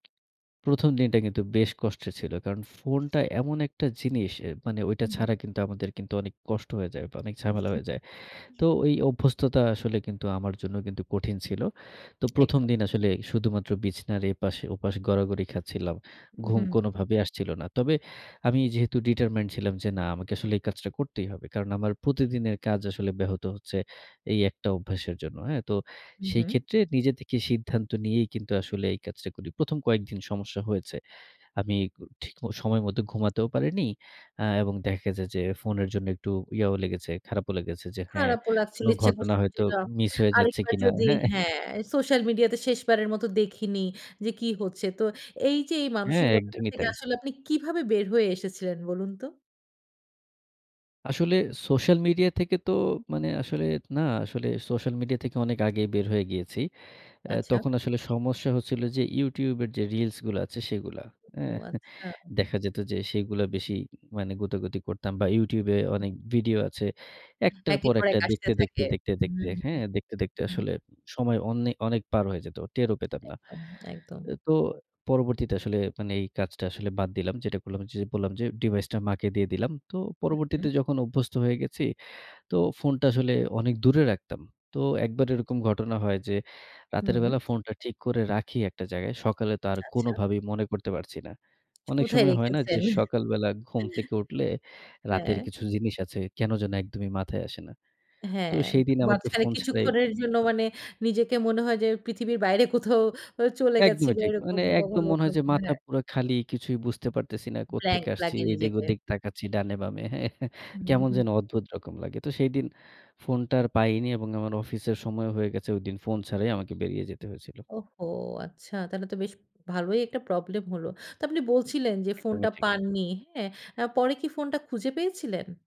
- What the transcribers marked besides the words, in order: tapping; chuckle; in English: "ডিটারমাইনড"; chuckle; chuckle; other background noise; chuckle; chuckle
- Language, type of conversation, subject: Bengali, podcast, রাতে ফোনের স্ক্রিন সময় কমানোর কোনো কার্যকর কৌশল আছে কি?